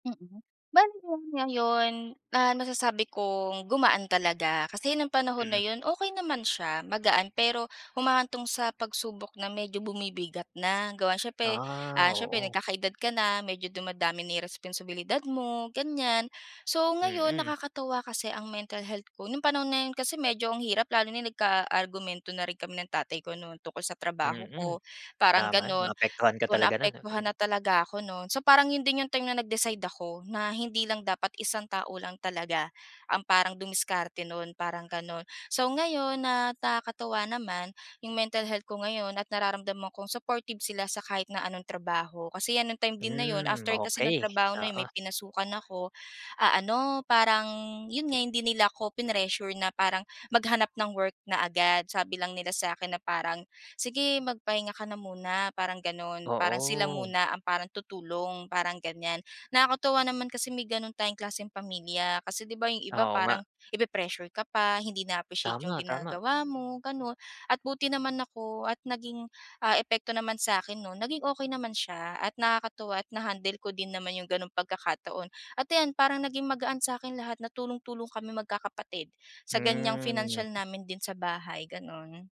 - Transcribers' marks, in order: tapping
- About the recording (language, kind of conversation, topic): Filipino, podcast, Ano ang papel ng pamilya mo sa desisyon mong magpalit ng trabaho?